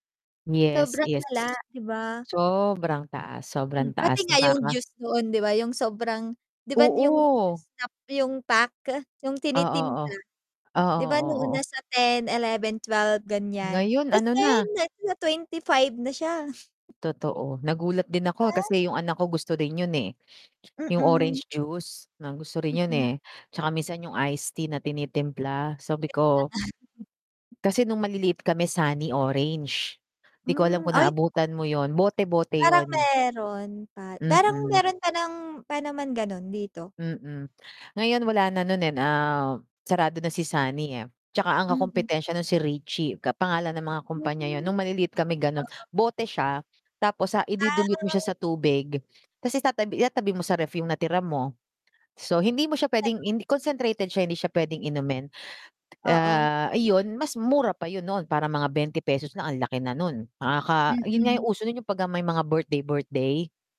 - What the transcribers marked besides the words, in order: static; mechanical hum; distorted speech; other background noise; tapping
- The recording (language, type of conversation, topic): Filipino, unstructured, Ano ang masasabi mo tungkol sa patuloy na pagtaas ng presyo ng mga bilihin?